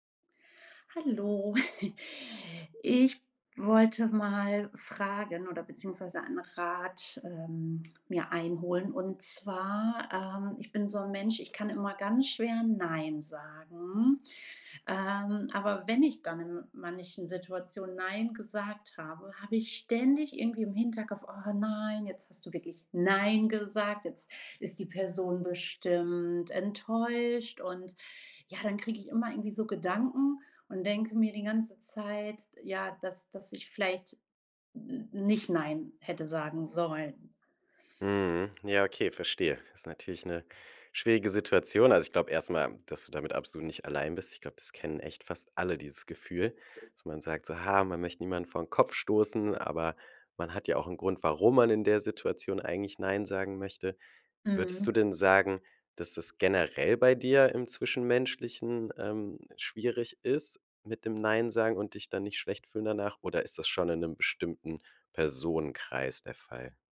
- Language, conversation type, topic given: German, advice, Wie kann ich Nein sagen, ohne Schuldgefühle zu haben?
- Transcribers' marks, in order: chuckle; put-on voice: "Oh nein, jetzt hast du … Person bestimmt enttäuscht"; stressed: "nein"; other background noise; stressed: "warum"